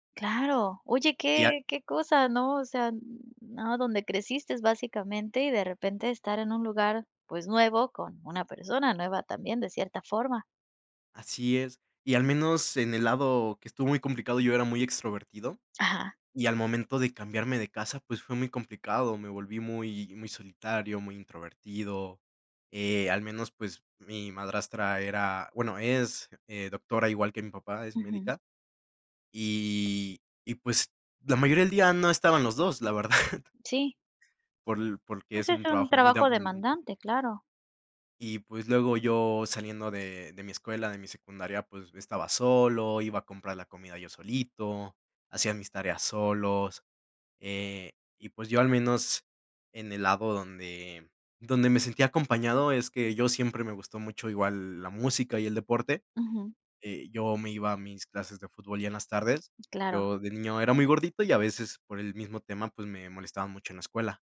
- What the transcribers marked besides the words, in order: laughing while speaking: "verdad"; other background noise
- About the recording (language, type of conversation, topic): Spanish, podcast, ¿Qué haces cuando te sientes aislado?